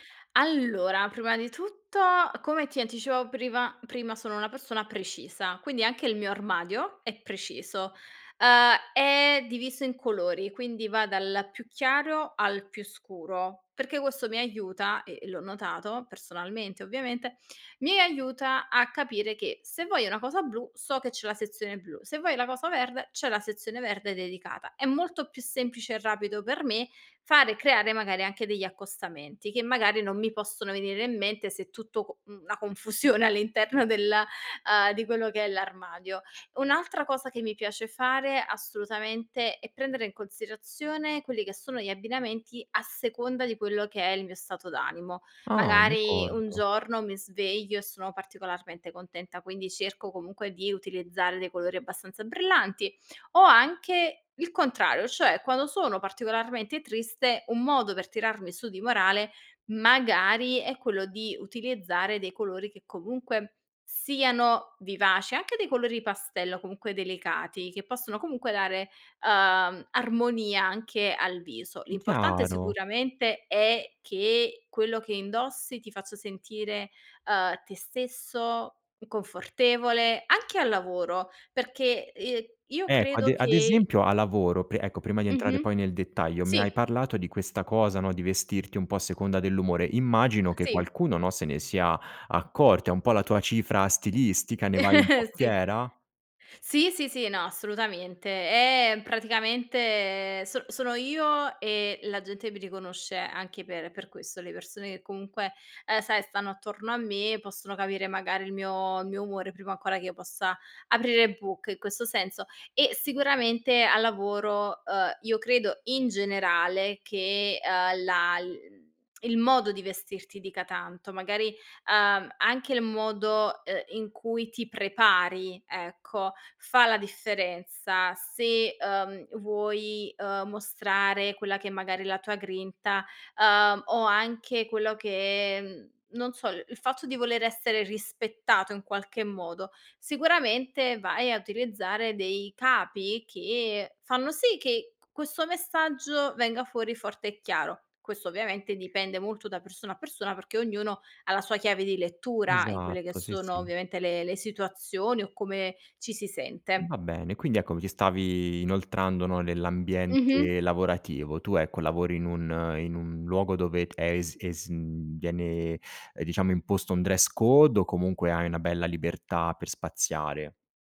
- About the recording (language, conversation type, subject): Italian, podcast, Che ruolo ha il tuo guardaroba nella tua identità personale?
- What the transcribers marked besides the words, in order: laughing while speaking: "confusione all'interno del"; "considerazione" said as "consirazione"; other background noise; chuckle; horn; in English: "dress code"